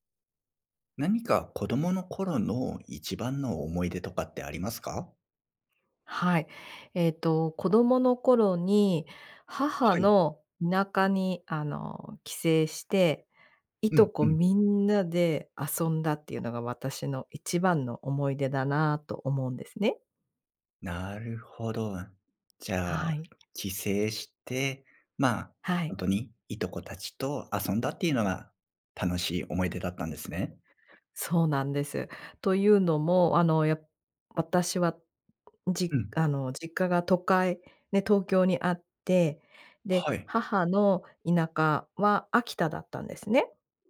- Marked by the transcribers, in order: none
- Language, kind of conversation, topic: Japanese, podcast, 子どもの頃の一番の思い出は何ですか？